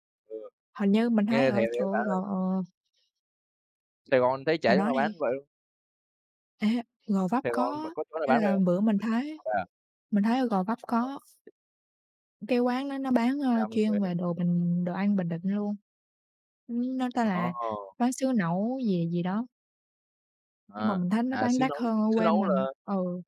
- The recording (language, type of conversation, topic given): Vietnamese, unstructured, Kỷ niệm nào về một món ăn khiến bạn nhớ mãi?
- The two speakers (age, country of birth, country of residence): 20-24, Vietnam, Vietnam; 20-24, Vietnam, Vietnam
- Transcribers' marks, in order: other background noise; tapping